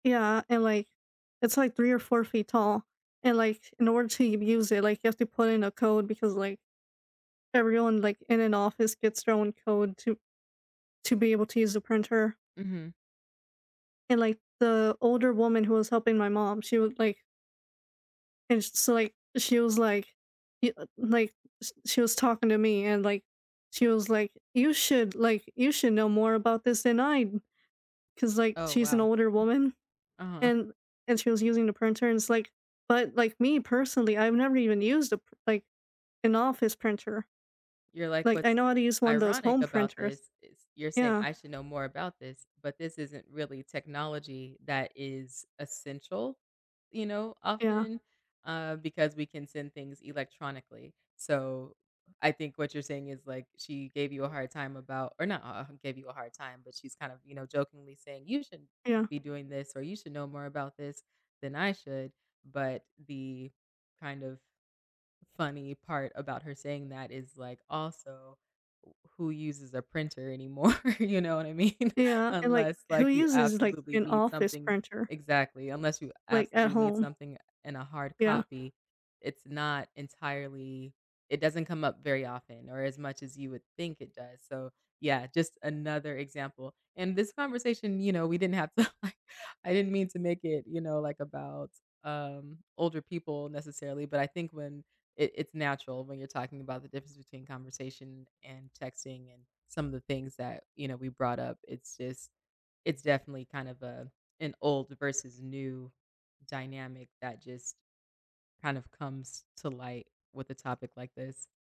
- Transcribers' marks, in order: other background noise; laughing while speaking: "anymore, you know what I mean?"; laughing while speaking: "didn't have to, like"
- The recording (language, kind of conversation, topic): English, unstructured, How do your communication habits shape your relationships with family and friends?
- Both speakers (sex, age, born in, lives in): female, 25-29, United States, United States; female, 35-39, United States, United States